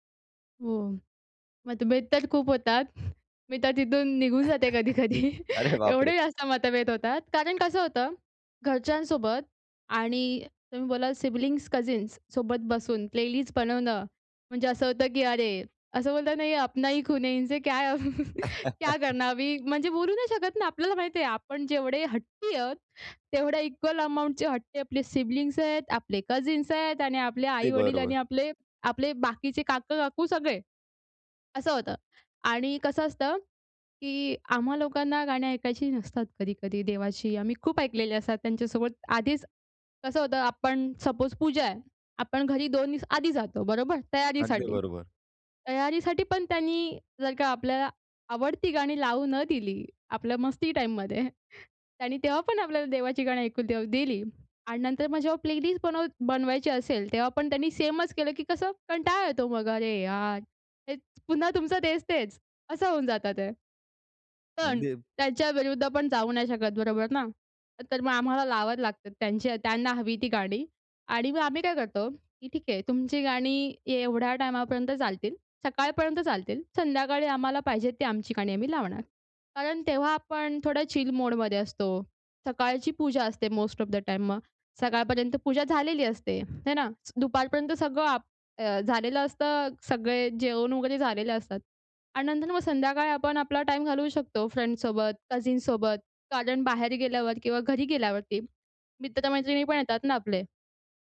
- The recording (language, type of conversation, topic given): Marathi, podcast, एकत्र प्लेलिस्ट तयार करताना मतभेद झाले तर तुम्ही काय करता?
- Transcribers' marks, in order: laughing while speaking: "कधी-कधी एवढे जास्त मतभेद होतात"; chuckle; laughing while speaking: "अरे बापरे!"; in English: "सिबलिंग्स कझिन्ससोबत"; in English: "प्लेलिस्ट"; in Hindi: "ये अपना ही खुन है इनसे क्या क्या करना अभी?"; laughing while speaking: "क्या"; chuckle; other noise; in English: "इक्वल अमाउंटचे"; in English: "सिबलिंग्स"; in English: "कझिन्स"; in English: "सपोस"; in English: "प्लेलिस्ट"; in English: "ऑफ द"; in English: "फ्रेंड्ससोबत, कझिनसोबत"